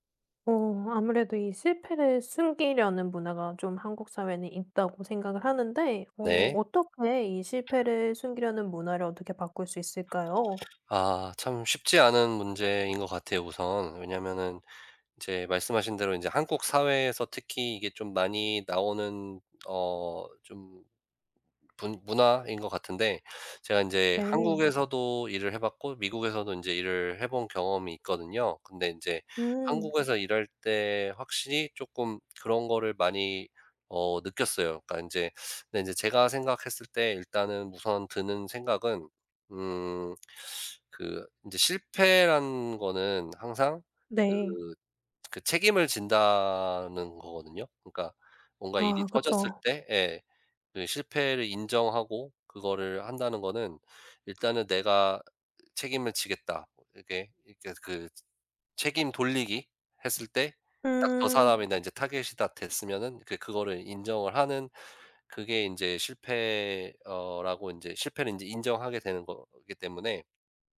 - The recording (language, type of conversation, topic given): Korean, podcast, 실패를 숨기려는 문화를 어떻게 바꿀 수 있을까요?
- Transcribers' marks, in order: other background noise; tapping; background speech